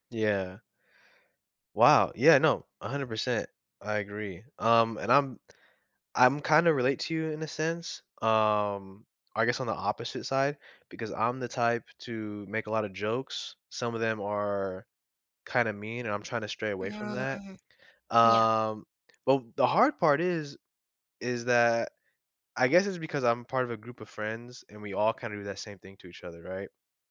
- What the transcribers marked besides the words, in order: drawn out: "Mm"; tapping
- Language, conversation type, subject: English, unstructured, What can I do to make my apologies sincere?
- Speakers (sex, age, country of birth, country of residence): female, 30-34, United States, United States; male, 20-24, United States, United States